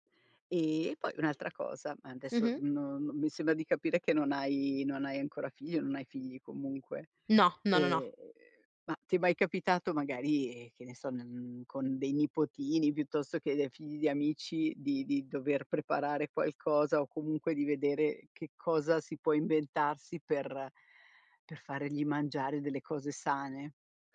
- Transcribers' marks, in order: "fargli" said as "faregli"
- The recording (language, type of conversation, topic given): Italian, podcast, Come prepari piatti nutrienti e veloci per tutta la famiglia?